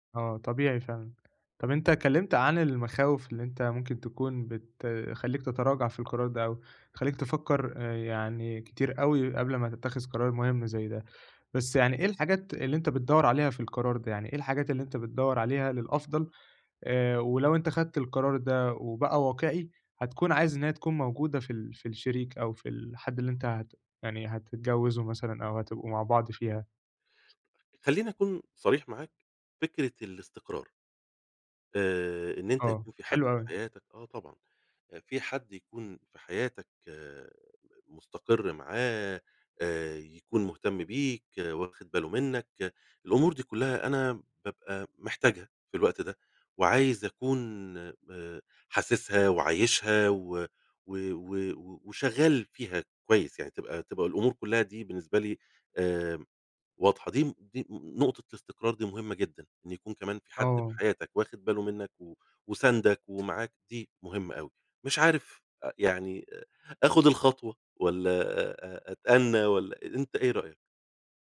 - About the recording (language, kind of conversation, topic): Arabic, advice, إزاي أتخيّل نتائج قرارات الحياة الكبيرة في المستقبل وأختار الأحسن؟
- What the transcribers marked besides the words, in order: other background noise